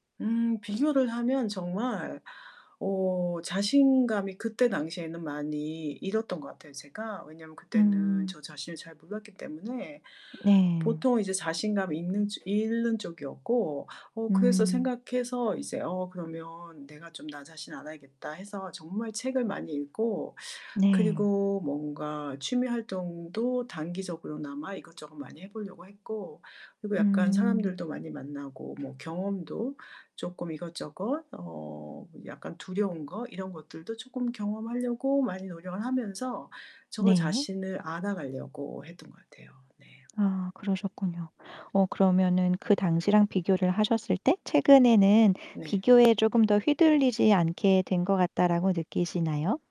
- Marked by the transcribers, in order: swallow; background speech; other background noise; tapping
- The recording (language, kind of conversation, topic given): Korean, podcast, 다른 사람과 비교할 때 자신감을 지키는 비결은 뭐예요?